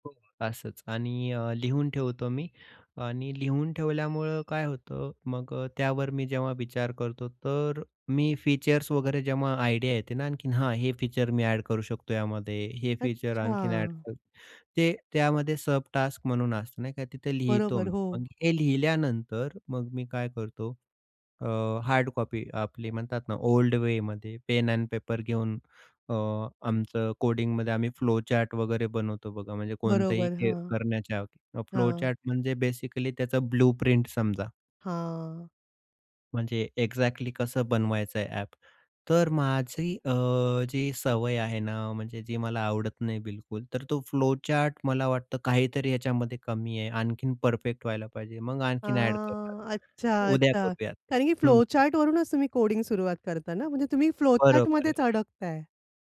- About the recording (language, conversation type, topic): Marathi, podcast, निर्णय घ्यायला तुम्ही नेहमी का अडकता?
- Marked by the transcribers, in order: other background noise; in English: "आयडिया"; in English: "सब टास्क"; in English: "हार्ड कॉपी"; in English: "ओल्ड"; in English: "फ्लोचार्ट"; in English: "फ्लोचार्ट"; in English: "बेसिकली"; in English: "एक्झॅक्टली"; tapping; in English: "फ्लोचार्ट"; in English: "फ्लोचार्टवरूनच"; in English: "फ्लोचार्टमध्येच"